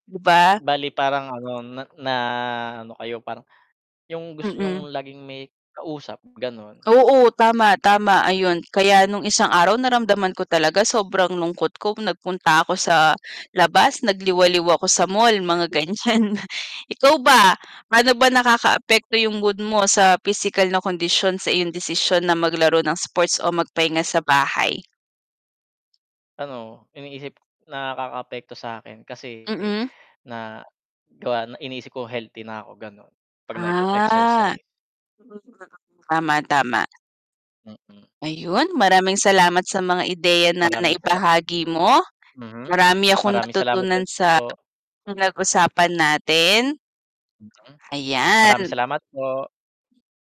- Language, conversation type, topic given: Filipino, unstructured, Alin ang mas gusto mong gawin tuwing katapusan ng linggo: maglaro ng palakasan o magpahinga sa bahay?
- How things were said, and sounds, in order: other background noise; tapping; chuckle; laughing while speaking: "ganyan"; static; distorted speech; drawn out: "Ah"; gasp